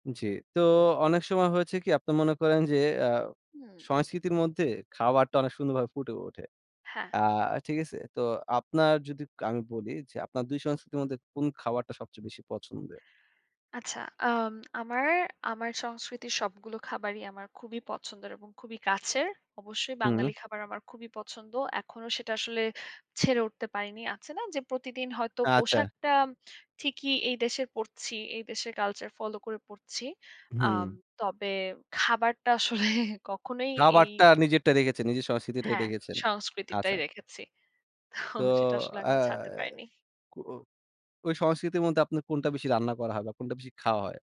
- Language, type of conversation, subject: Bengali, podcast, তুমি কি কখনো নিজেকে দুই সংস্কৃতির টানাপোড়েনে বিভক্ত মনে করেছো?
- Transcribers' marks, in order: other background noise; tapping; laughing while speaking: "আসলে"; laughing while speaking: "তো"